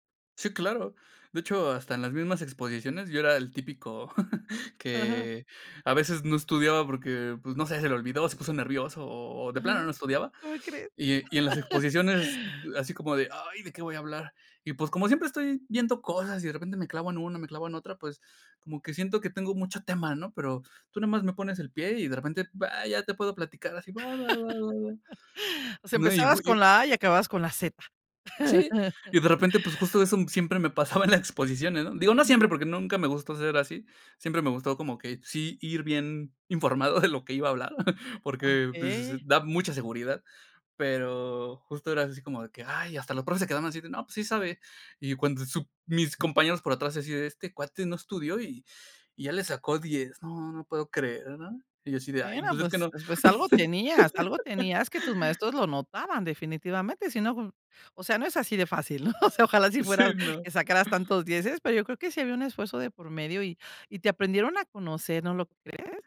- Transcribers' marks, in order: chuckle; chuckle; chuckle; unintelligible speech; chuckle; unintelligible speech; laughing while speaking: "informado"; laughing while speaking: "hablar"; chuckle; chuckle
- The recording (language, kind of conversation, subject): Spanish, podcast, ¿Qué sonidos de la naturaleza te ayudan más a concentrarte?